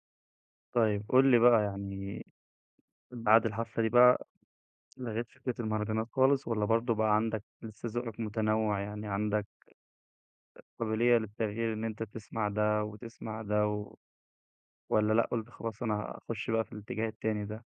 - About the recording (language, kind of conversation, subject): Arabic, podcast, إزاي ذوقك في الموسيقى بيتغيّر مع الوقت؟
- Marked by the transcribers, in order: none